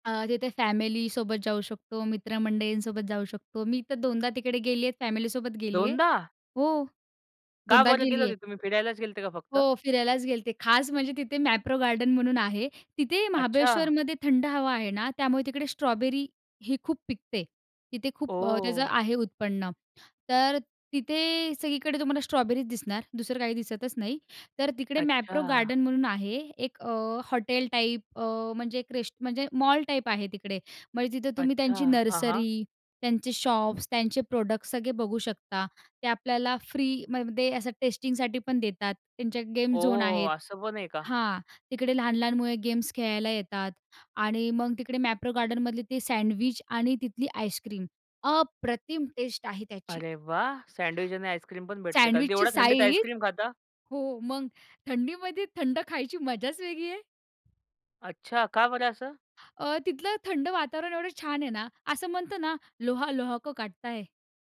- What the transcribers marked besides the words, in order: surprised: "दोनदा?"; tapping; joyful: "मग थंडीमध्ये थंड खायची मजाच वेगळी आहे"; other background noise; in Hindi: "'लोहा लोहे को काटता है.'"
- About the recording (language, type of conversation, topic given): Marathi, podcast, तुमच्या आवडत्या निसर्गस्थळाबद्दल सांगू शकाल का?
- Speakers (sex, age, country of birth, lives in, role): female, 20-24, India, India, guest; male, 25-29, India, India, host